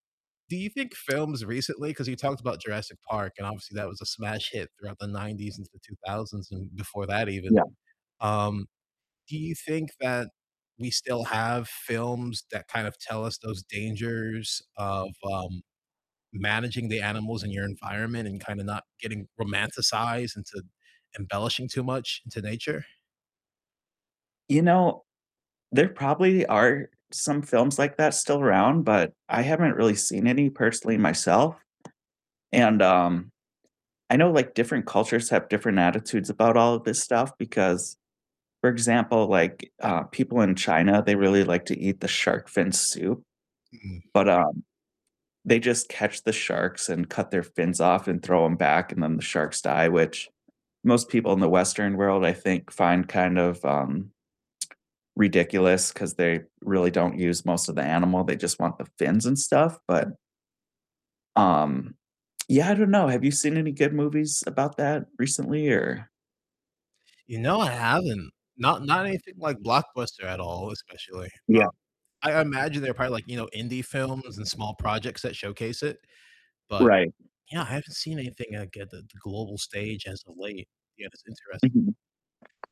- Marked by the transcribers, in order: tapping; distorted speech; other background noise
- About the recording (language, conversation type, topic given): English, unstructured, Why do people care about endangered animals?
- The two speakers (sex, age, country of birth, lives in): male, 20-24, United States, United States; male, 40-44, United States, United States